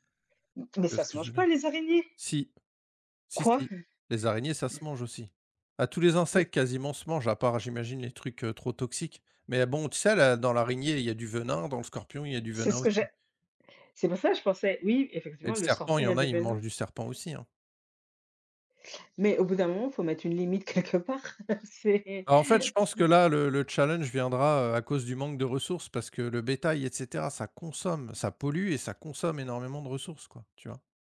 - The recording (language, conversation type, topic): French, unstructured, As-tu une anecdote drôle liée à un repas ?
- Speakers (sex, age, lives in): female, 35-39, Spain; male, 45-49, France
- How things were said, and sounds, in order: tapping; other background noise; chuckle; laughing while speaking: "quelque part, c'est c'est"; stressed: "consomme"